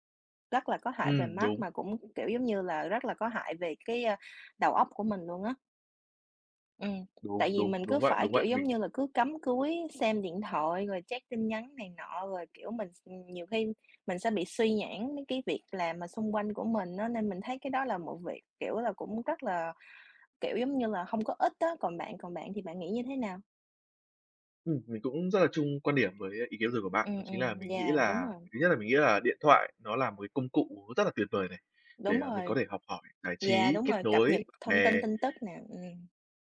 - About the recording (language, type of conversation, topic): Vietnamese, unstructured, Bạn nghĩ sao về việc dùng điện thoại quá nhiều mỗi ngày?
- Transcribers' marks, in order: tapping; other background noise